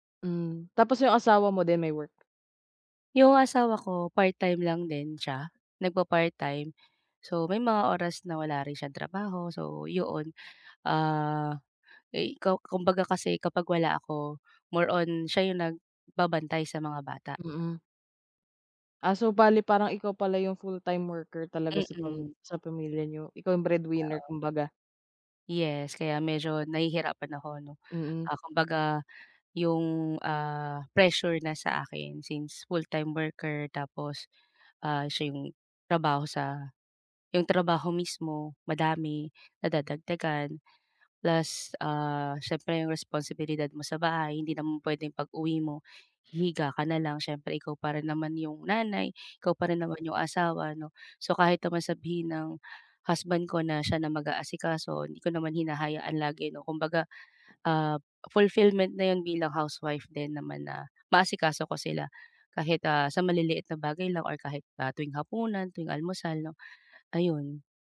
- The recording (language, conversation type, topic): Filipino, advice, Paano ko malinaw na maihihiwalay ang oras para sa trabaho at ang oras para sa personal na buhay ko?
- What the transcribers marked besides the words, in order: tapping; other background noise; background speech